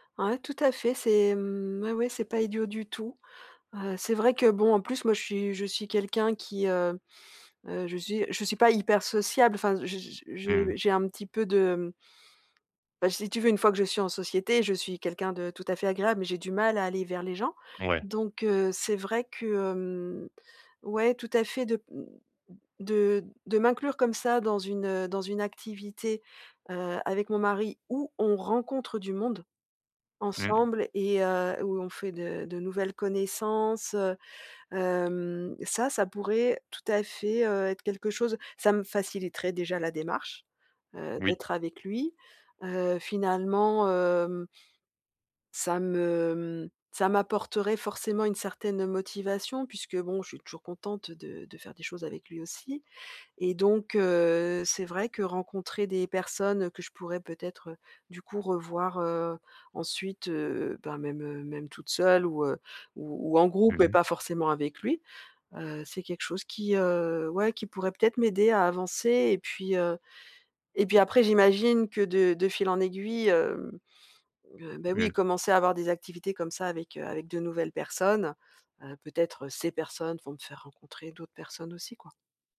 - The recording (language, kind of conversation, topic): French, advice, Comment retrouver durablement la motivation quand elle disparaît sans cesse ?
- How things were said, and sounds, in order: none